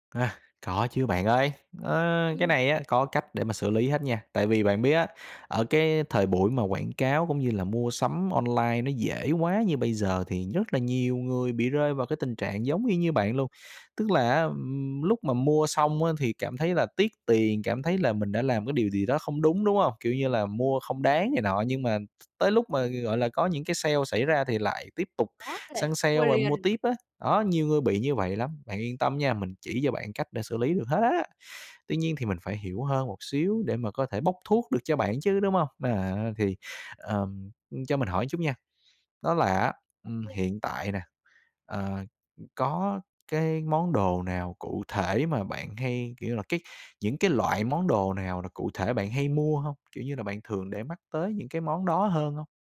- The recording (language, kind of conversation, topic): Vietnamese, advice, Vì sao bạn cảm thấy tội lỗi sau khi mua sắm bốc đồng?
- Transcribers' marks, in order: tapping